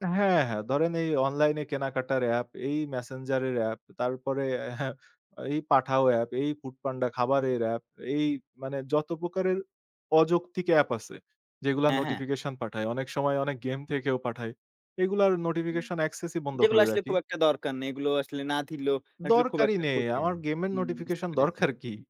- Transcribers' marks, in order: scoff; in English: "access"; "নেই" said as "এন"; laughing while speaking: "দরকার কী?"
- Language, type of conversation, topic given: Bengali, podcast, অতিরিক্ত নোটিফিকেশন কীভাবে কমিয়ে নিয়ন্ত্রণে রাখবেন?